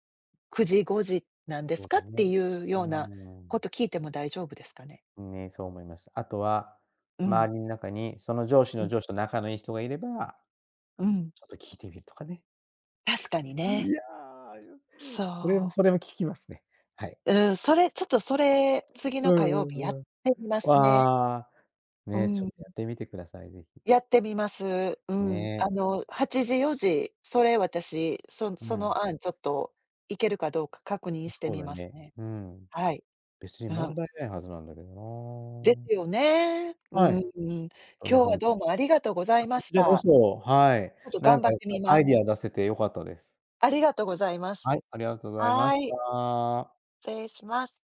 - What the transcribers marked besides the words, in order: unintelligible speech; tapping
- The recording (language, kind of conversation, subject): Japanese, advice, リモート勤務や柔軟な働き方について会社とどのように調整すればよいですか？